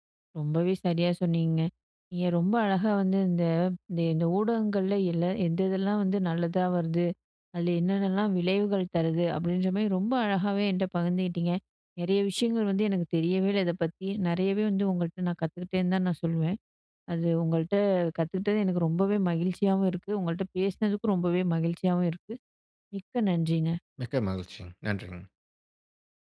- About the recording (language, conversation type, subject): Tamil, podcast, பிரதிநிதித்துவம் ஊடகங்களில் சரியாக காணப்படுகிறதா?
- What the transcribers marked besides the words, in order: none